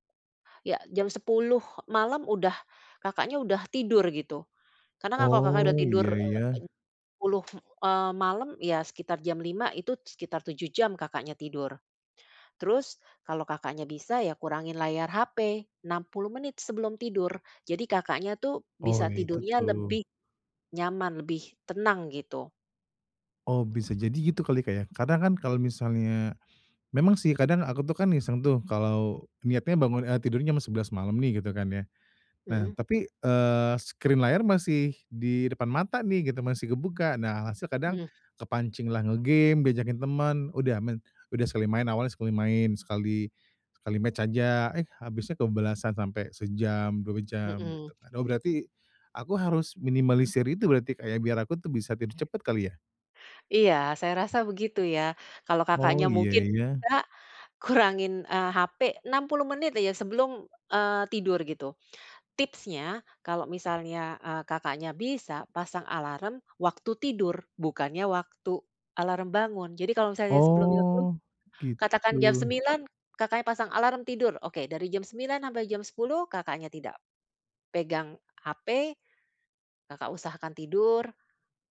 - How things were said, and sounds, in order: tapping; in English: "screen"; other background noise; in English: "match"; laughing while speaking: "kurangin"; drawn out: "Oh"
- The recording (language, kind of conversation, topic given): Indonesian, advice, Bagaimana cara membangun kebiasaan bangun pagi yang konsisten?